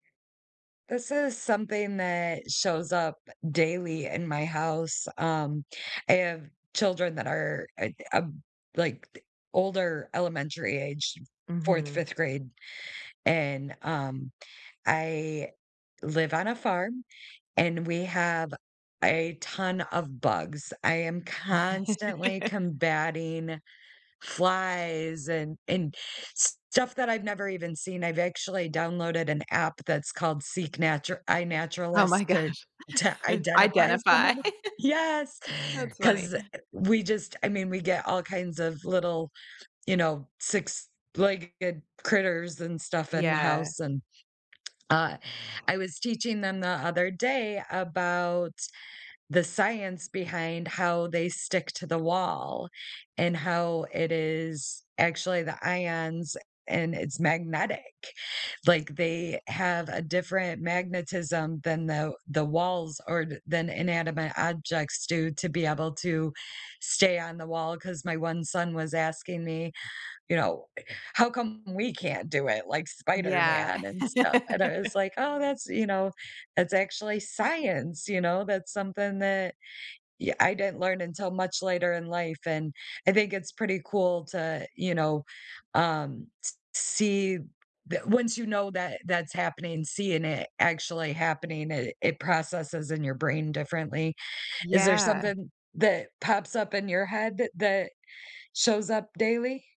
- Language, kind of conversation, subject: English, unstructured, How does science show up in your daily life, from debunked myths to moments of curiosity?
- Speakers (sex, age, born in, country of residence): female, 40-44, United States, United States; other, 40-44, United States, United States
- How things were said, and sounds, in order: laugh; laughing while speaking: "gosh"; chuckle; other background noise; laugh; tapping